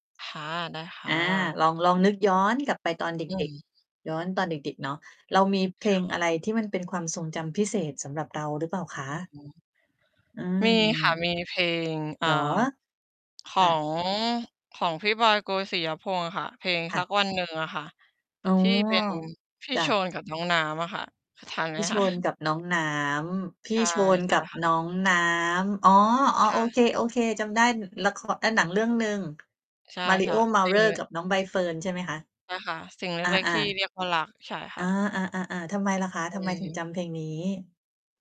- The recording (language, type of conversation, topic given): Thai, unstructured, เพลงไหนที่ทำให้คุณนึกถึงตอนเป็นเด็ก?
- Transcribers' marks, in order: distorted speech; laughing while speaking: "คะ ?"; tapping